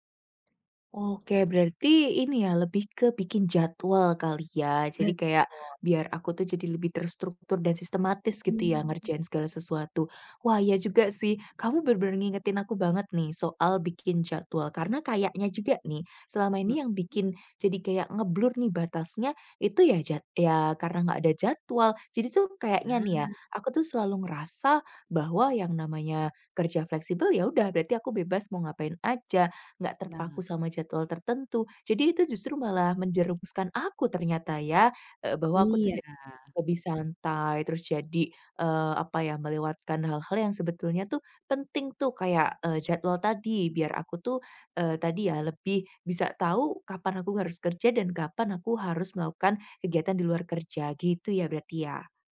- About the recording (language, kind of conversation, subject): Indonesian, advice, Bagaimana cara menyeimbangkan tuntutan startup dengan kehidupan pribadi dan keluarga?
- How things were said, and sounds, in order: tapping; other background noise; in English: "nge-blur"